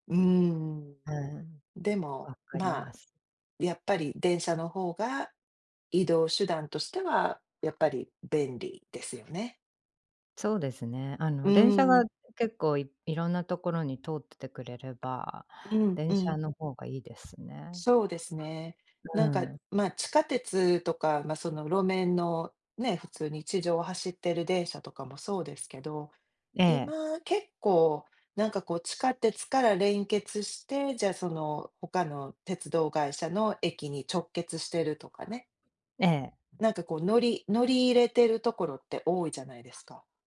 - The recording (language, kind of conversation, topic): Japanese, unstructured, 電車とバスでは、どちらの移動手段がより便利ですか？
- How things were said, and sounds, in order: none